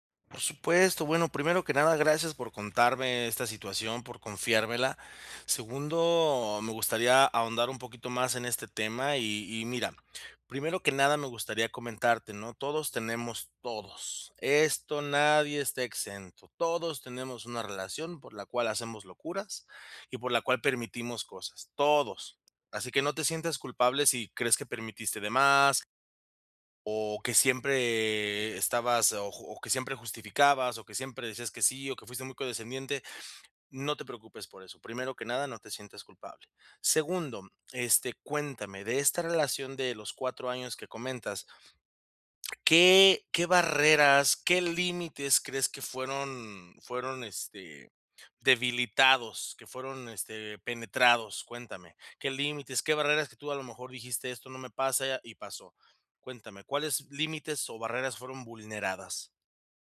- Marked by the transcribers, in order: none
- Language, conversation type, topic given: Spanish, advice, ¿Cómo puedo establecer límites y prioridades después de una ruptura?